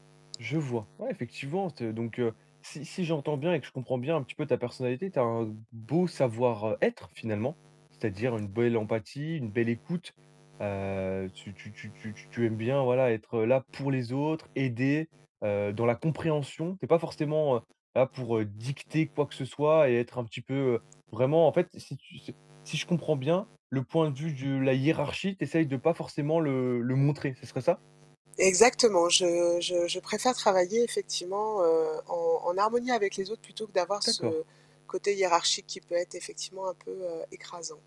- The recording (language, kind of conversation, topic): French, advice, Comment puis-je mieux reconnaître et valoriser mes points forts ?
- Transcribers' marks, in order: mechanical hum